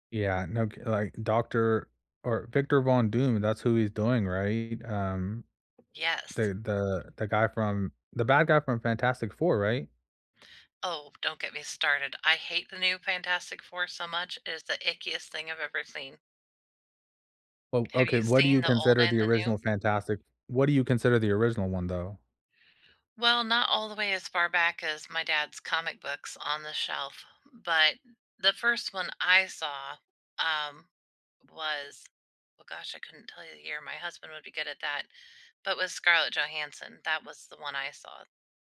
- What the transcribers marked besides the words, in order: tapping; other background noise
- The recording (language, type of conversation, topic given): English, unstructured, When you're deciding between a remake and the original, what usually sways your choice, and why?
- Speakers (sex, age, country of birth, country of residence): female, 45-49, United States, United States; male, 30-34, United States, United States